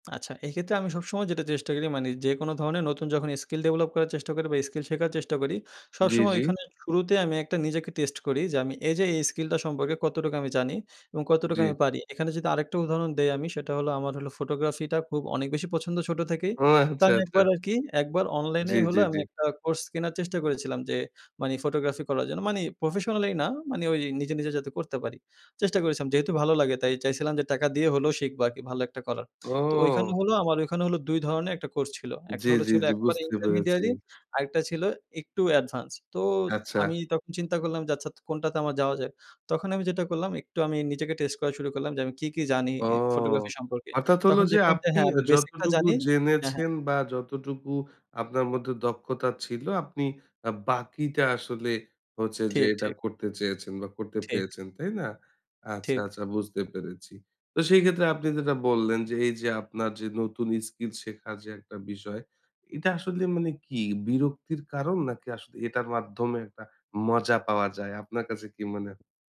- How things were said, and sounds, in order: "মানে" said as "মানি"; laughing while speaking: "ওহ আচ্ছা, আচ্ছা"; "মানে" said as "মানি"; "মানে" said as "মানি"; "মানে" said as "মানি"; drawn out: "ও"; in English: "ইন্টারমিডিয়ারি"; drawn out: "ও"; tapping
- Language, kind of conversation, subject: Bengali, podcast, নতুন দক্ষতা শেখা কীভাবে কাজকে আরও আনন্দদায়ক করে তোলে?